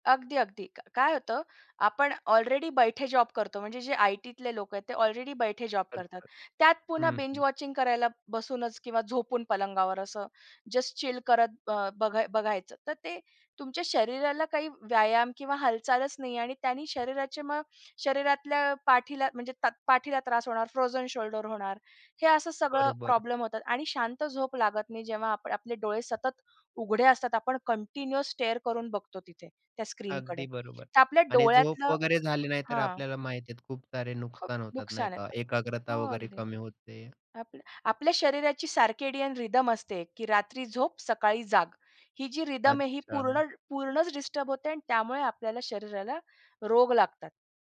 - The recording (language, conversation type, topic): Marathi, podcast, बिंजवॉचिंगची सवय आत्ता का इतकी वाढली आहे असे तुम्हाला वाटते?
- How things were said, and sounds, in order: tapping; in English: "बिंज वॉचिंग"; other background noise; in English: "स्टेअर"; in English: "सर्केडियन रिदम"; in English: "रिदम"